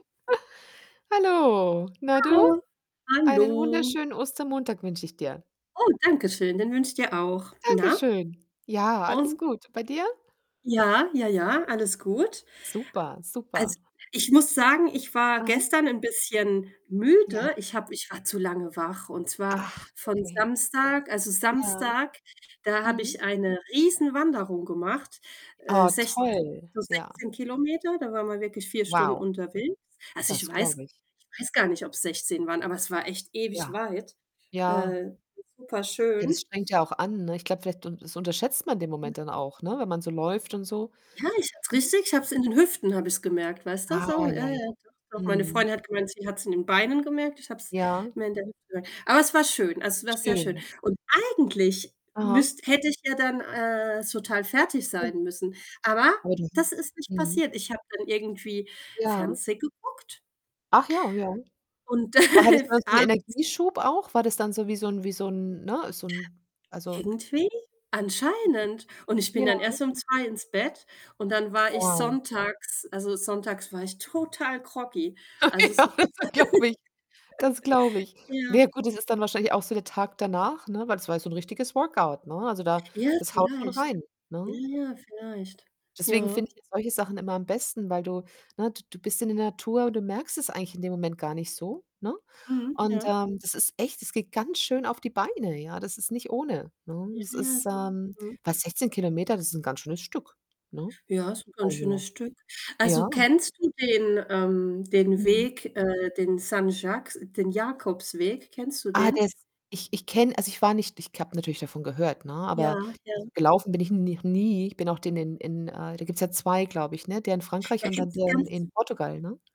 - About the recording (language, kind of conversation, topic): German, unstructured, Was ist deine Lieblingsmethode, um neue Energie zu tanken?
- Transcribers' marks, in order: chuckle; other noise; distorted speech; other background noise; unintelligible speech; static; stressed: "eigentlich"; unintelligible speech; laugh; tapping; unintelligible speech; laughing while speaking: "Okay, ja, das glaube ich"; unintelligible speech; laugh